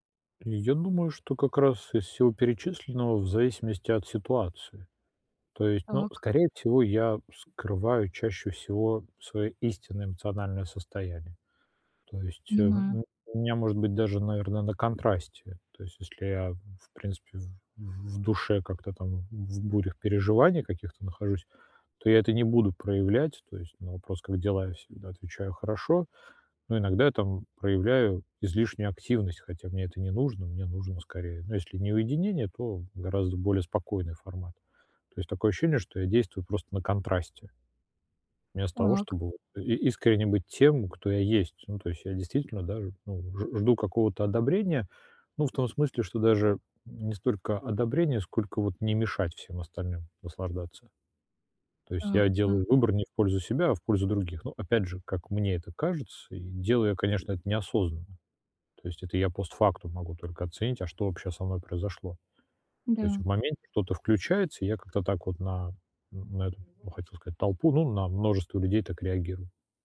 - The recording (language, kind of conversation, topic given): Russian, advice, Как перестать бояться быть собой на вечеринках среди друзей?
- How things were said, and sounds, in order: tapping; background speech